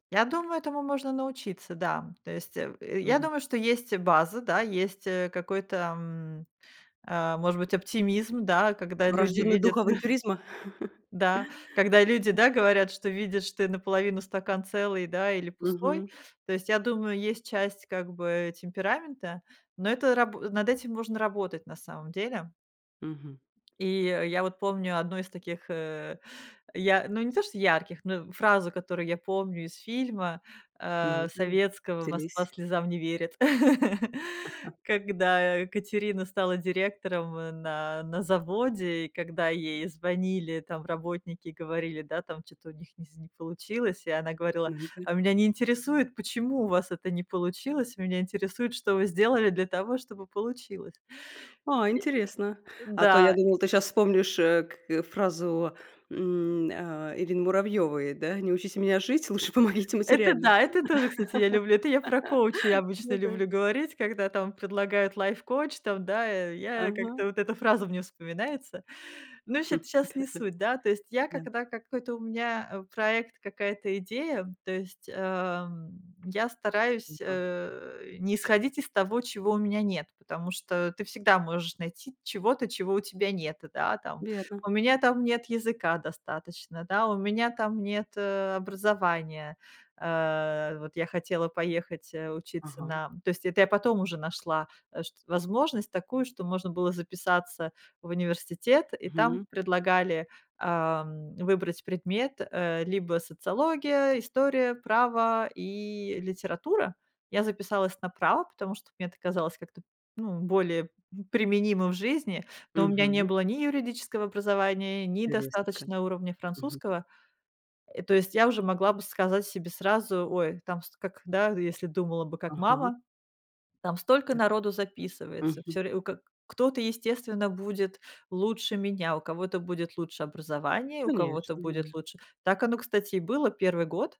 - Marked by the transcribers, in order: tapping; chuckle; other background noise; laugh; chuckle; laughing while speaking: "лучше помогите"; laugh
- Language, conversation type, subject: Russian, podcast, Как ты превращаешь идею в готовую работу?